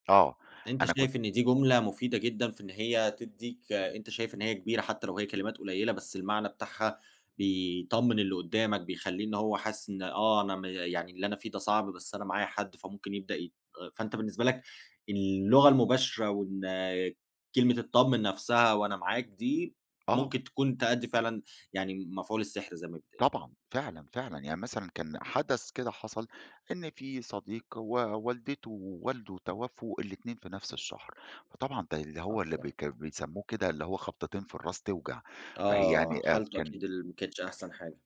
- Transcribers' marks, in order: tapping; unintelligible speech; other background noise
- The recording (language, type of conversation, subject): Arabic, podcast, إيه الكلمات اللي بتخلّي الناس تحس بالأمان؟